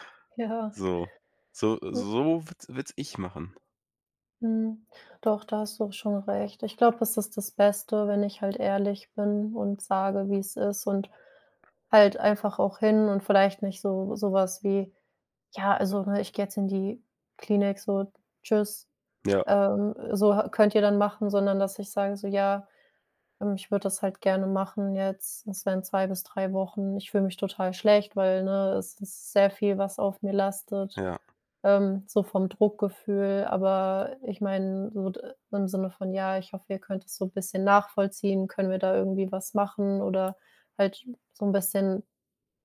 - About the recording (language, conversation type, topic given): German, advice, Wie führe ich ein schwieriges Gespräch mit meinem Chef?
- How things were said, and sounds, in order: laughing while speaking: "Ja"; other background noise